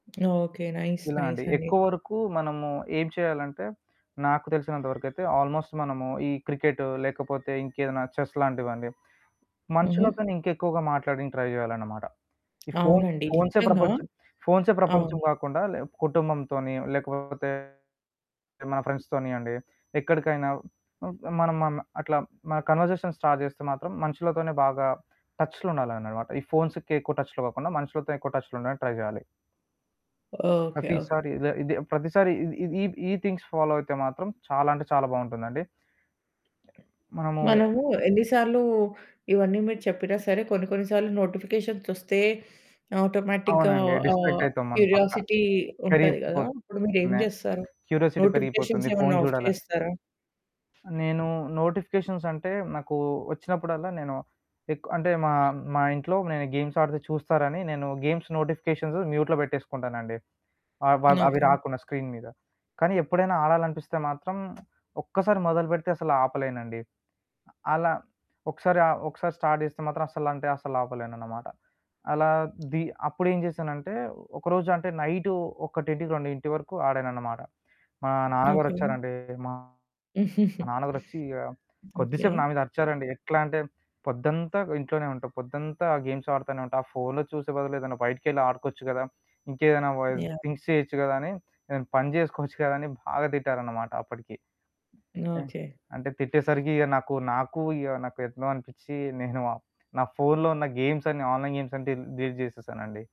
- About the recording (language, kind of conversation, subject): Telugu, podcast, మీ రోజువారీ తెర వినియోగ సమయాన్ని మీరు ఎలా నియంత్రిస్తారు?
- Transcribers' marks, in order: other background noise; in English: "నైస్"; horn; in English: "ఆల్మోస్ట్"; static; in English: "చెస్"; in English: "ట్రై"; in English: "ఫోన్స్"; distorted speech; in English: "ఫ్రెండ్స్‌తోని"; in English: "కన్వర్జేషన్ స్టార్ట్"; in English: "ఫోన్స్‌కి"; in English: "ట్రై"; in English: "థింగ్స్ ఫాలో"; in English: "నోటిఫికేషన్స్"; in English: "ఆటోమేటిక్‌గా"; in English: "డిస్ట్రాక్ట్"; in English: "క్యురియాసిటీ"; in English: "క్యూరిసిటీ"; in English: "నోటిఫికేషన్స్"; in English: "ఆఫ్"; in English: "నోటిఫికేషన్స్"; in English: "గేమ్స్"; in English: "గేమ్స్ నోటిఫికేషన్స్ మ్యూట్‌లో"; in English: "స్క్రీన్"; lip smack; in English: "స్టార్ట్"; tapping; chuckle; in English: "గేమ్స్"; in English: "థింక్స్"; in English: "గేమ్స్"; in English: "ఆన్‌లైన్ గేమ్స్"; in English: "డిలీట్"